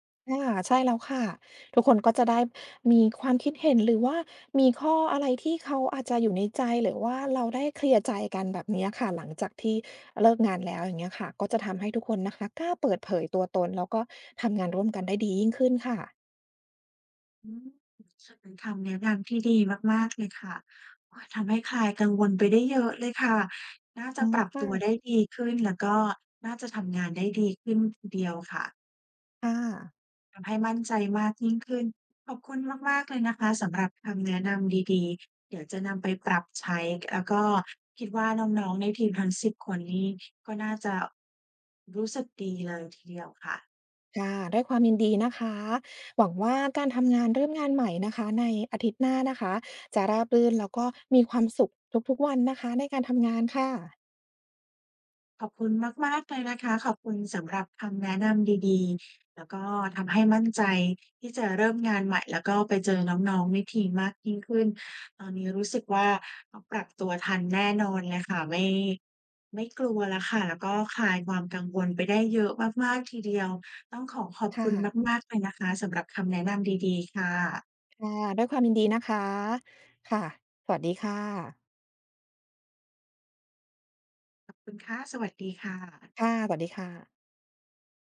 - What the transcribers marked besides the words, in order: other background noise; "แล้ว" said as "แอ้ว"
- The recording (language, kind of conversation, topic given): Thai, advice, เริ่มงานใหม่แล้วกลัวปรับตัวไม่ทัน